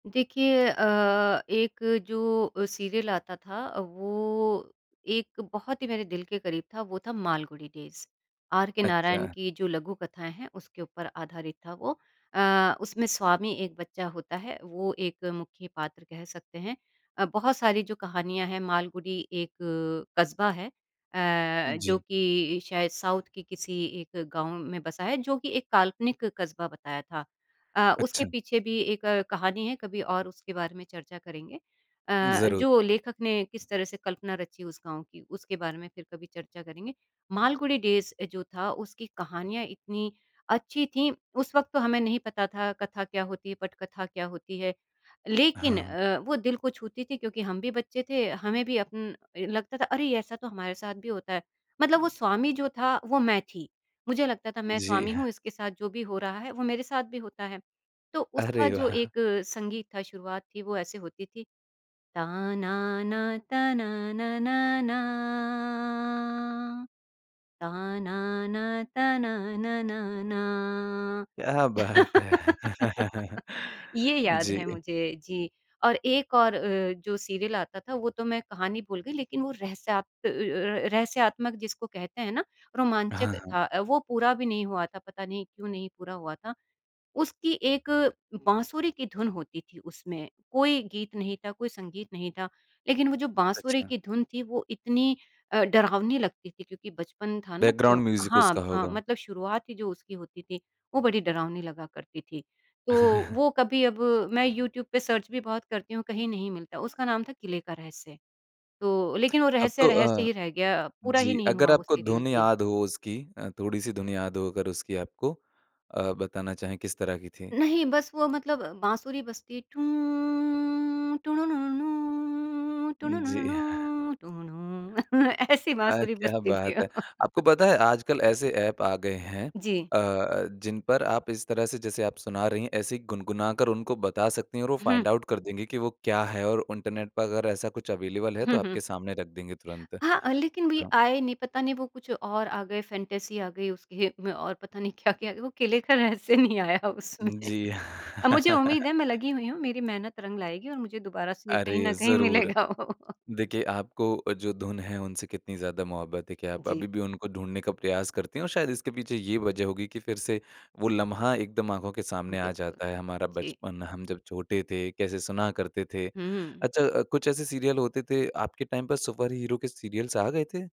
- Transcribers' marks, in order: in English: "सीरियल"; in English: "साउथ"; laughing while speaking: "वाह!"; singing: "ता नाना ताना नाना ना, ता नाना ताना नाना ना"; laugh; in English: "सीरियल"; chuckle; in English: "बैकग्राउंड म्यूजिक"; chuckle; in English: "सीरियल"; singing: "टुँ टुँनु नुनु नुँ, टुँनु नुनु नुँ टुँनु"; laughing while speaking: "जी"; chuckle; laughing while speaking: "ऐसी बाँसुरी बजती थी"; in English: "फाइंड आउट"; in English: "अवेलेबल"; in English: "फैंटेसी"; laughing while speaking: "क्या-क्या, वो किले का रहस्य नहीं आया उसमें"; laugh; laughing while speaking: "मिलेगा वो"; in English: "सीरियल"; in English: "टाइम"; in English: "सीरियल्स"
- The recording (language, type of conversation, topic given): Hindi, podcast, किस पुराने विज्ञापन का जिंगल आपको आज भी याद है?